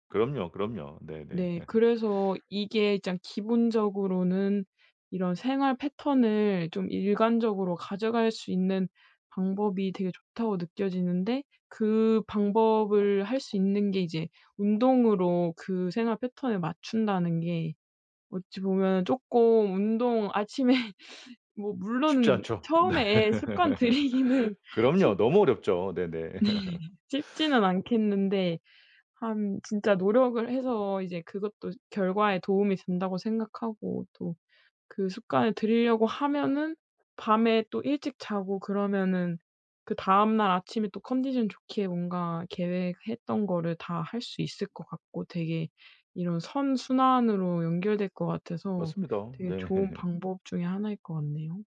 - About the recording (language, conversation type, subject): Korean, advice, 스트레스 때문에 잠이 잘 안 올 때 수면의 질을 어떻게 개선할 수 있나요?
- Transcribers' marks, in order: laugh; laughing while speaking: "아침에"; laughing while speaking: "네"; laughing while speaking: "습관들이기는"; laugh; laughing while speaking: "네"; laugh; other background noise; laugh